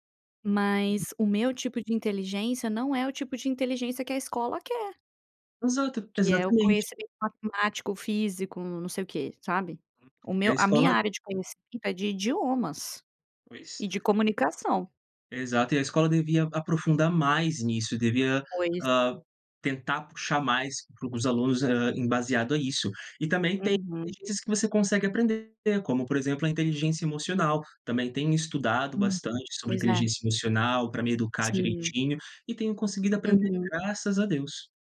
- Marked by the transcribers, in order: tapping; other noise; other background noise; "embasado" said as "embasiado"
- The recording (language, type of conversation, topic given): Portuguese, podcast, Quais hábitos te ajudam a crescer?